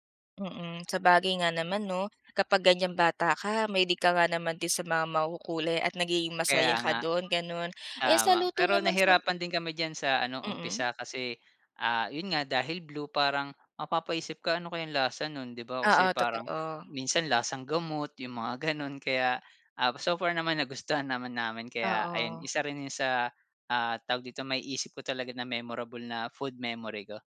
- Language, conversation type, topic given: Filipino, podcast, Ano ang pinakatumatak mong alaala tungkol sa pagkain noong bata ka?
- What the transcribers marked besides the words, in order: none